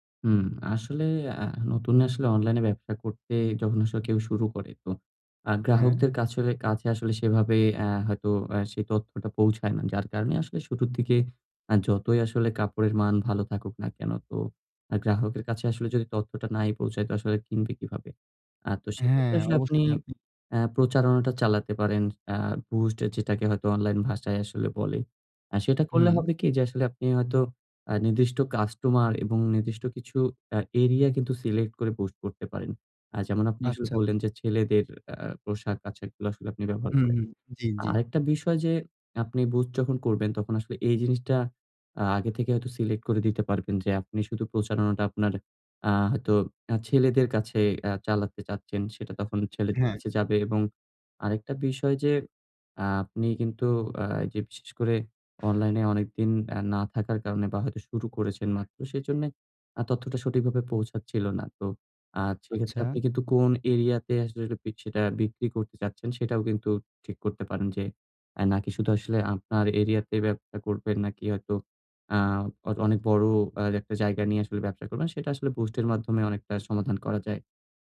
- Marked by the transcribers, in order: tapping; other background noise
- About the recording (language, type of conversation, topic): Bengali, advice, আমি কীভাবে দ্রুত নতুন গ্রাহক আকর্ষণ করতে পারি?